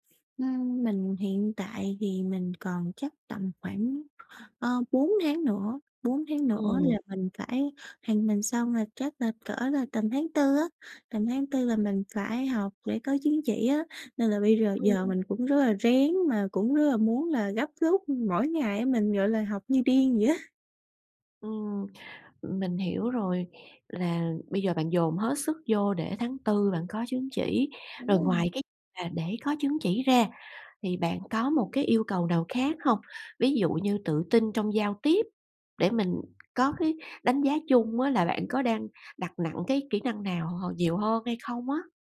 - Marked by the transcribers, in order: tapping; background speech
- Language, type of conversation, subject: Vietnamese, advice, Tại sao tôi tiến bộ chậm dù nỗ lực đều đặn?